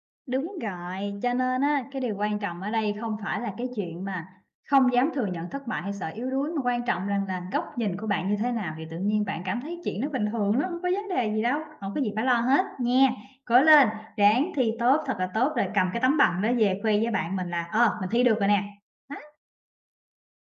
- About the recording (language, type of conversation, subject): Vietnamese, advice, Vì sao bạn không dám thừa nhận thất bại hoặc sự yếu đuối với bạn bè?
- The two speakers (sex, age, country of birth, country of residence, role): female, 20-24, Vietnam, Vietnam, user; female, 25-29, Vietnam, Vietnam, advisor
- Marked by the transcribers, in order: tapping; "rồi" said as "gòi"